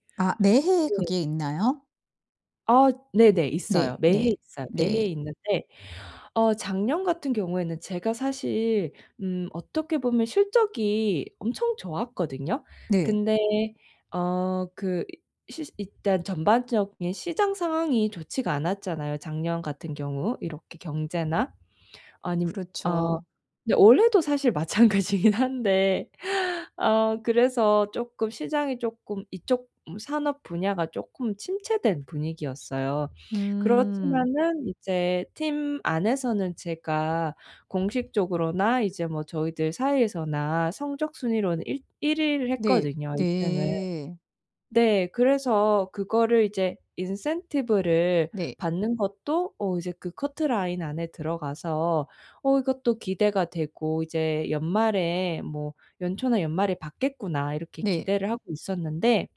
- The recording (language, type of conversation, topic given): Korean, advice, 연봉 협상을 앞두고 불안을 줄이면서 효과적으로 협상하려면 어떻게 준비해야 하나요?
- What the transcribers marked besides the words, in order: other background noise; laughing while speaking: "마찬가지긴 한데"